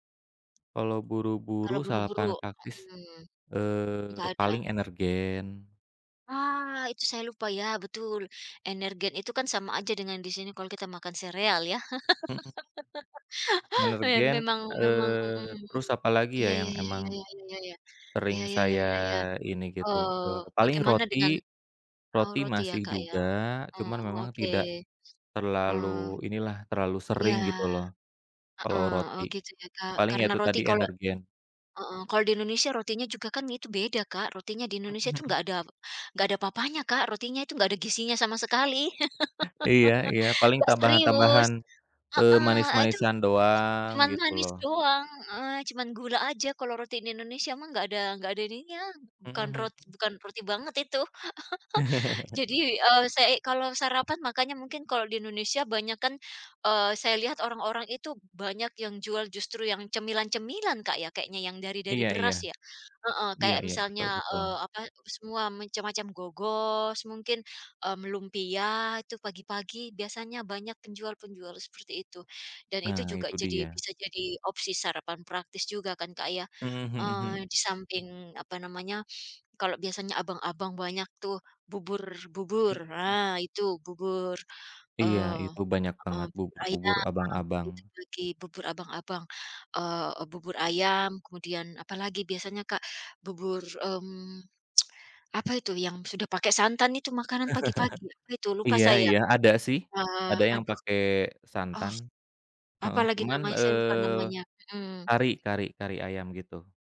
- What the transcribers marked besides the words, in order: laugh; laugh; chuckle; tsk; chuckle
- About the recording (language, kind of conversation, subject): Indonesian, unstructured, Apa makanan sarapan favorit kamu, dan kenapa?